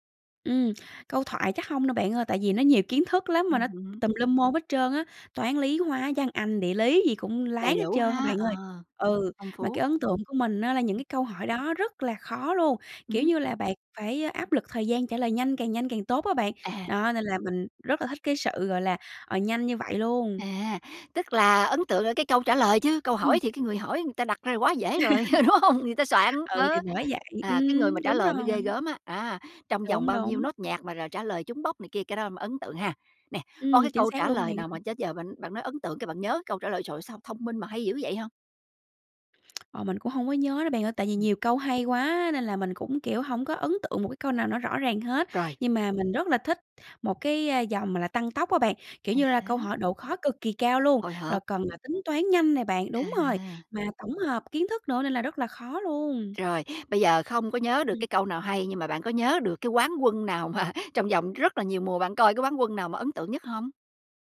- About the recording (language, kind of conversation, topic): Vietnamese, podcast, Bạn nhớ nhất chương trình truyền hình nào thời thơ ấu?
- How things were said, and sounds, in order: other background noise; tapping; laughing while speaking: "ừ, đúng hông?"; laugh; tsk; laughing while speaking: "mà"